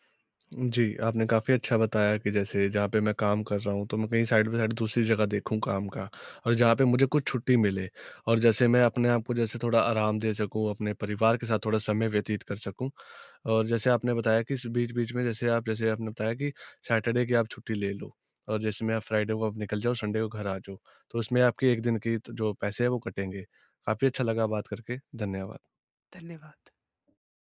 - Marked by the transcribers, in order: in English: "साइड बाय साइड"; in English: "सैटरडे"; in English: "फ्राइडे"; in English: "संडे"
- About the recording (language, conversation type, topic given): Hindi, advice, मैं छुट्टियों में यात्रा की योजना बनाते समय तनाव कैसे कम करूँ?